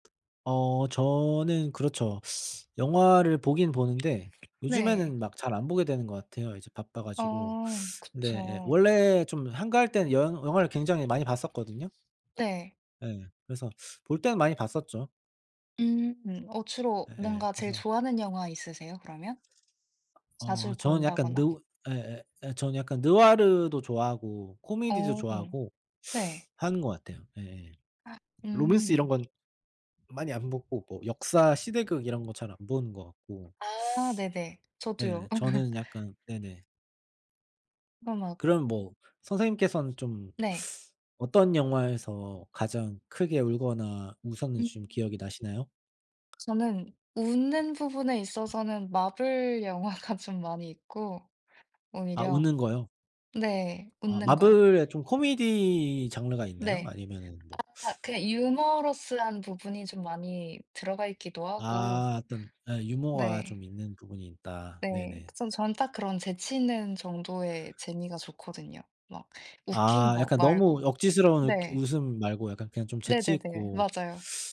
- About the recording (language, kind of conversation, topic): Korean, unstructured, 영화를 보다가 울거나 웃었던 기억이 있나요?
- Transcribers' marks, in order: other background noise; tapping; laugh; laughing while speaking: "영화가"